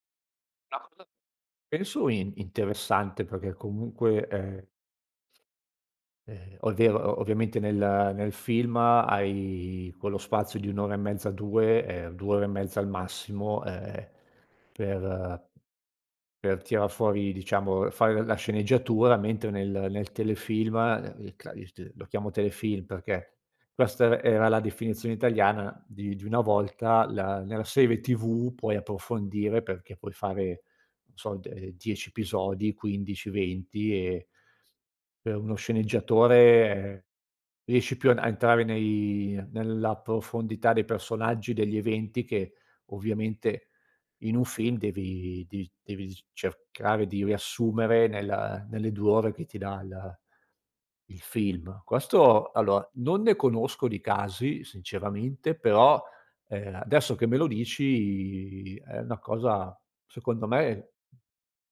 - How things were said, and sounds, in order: tapping; unintelligible speech; "allora" said as "alloa"; other background noise
- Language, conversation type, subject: Italian, podcast, In che modo la nostalgia influisce su ciò che guardiamo, secondo te?